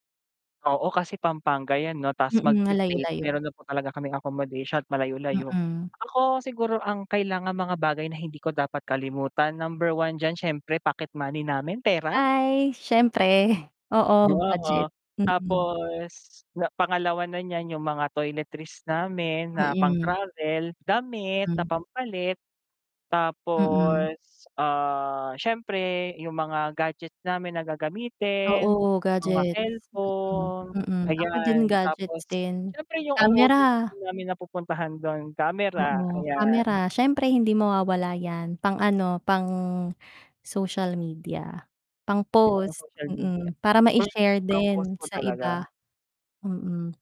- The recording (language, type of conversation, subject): Filipino, unstructured, Paano mo pinaplano na masulit ang isang bakasyon sa katapusan ng linggo?
- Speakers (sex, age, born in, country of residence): female, 30-34, Philippines, Philippines; male, 25-29, Philippines, Philippines
- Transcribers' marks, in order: chuckle; distorted speech; static; tapping